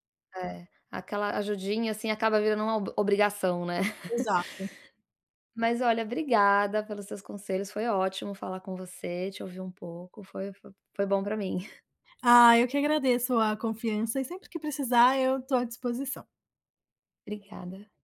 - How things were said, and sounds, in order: chuckle; tapping
- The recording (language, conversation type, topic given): Portuguese, advice, Como posso estabelecer limites sem magoar um amigo que está passando por dificuldades?